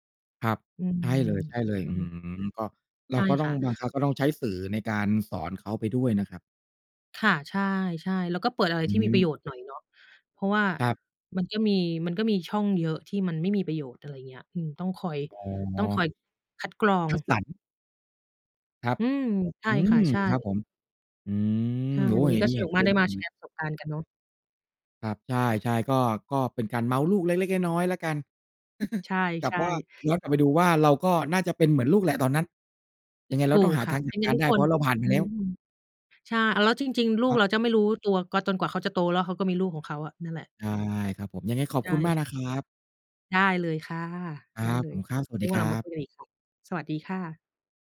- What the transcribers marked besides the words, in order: other background noise; chuckle
- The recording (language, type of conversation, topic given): Thai, unstructured, เด็กๆ ควรเรียนรู้อะไรเกี่ยวกับวัฒนธรรมของตนเอง?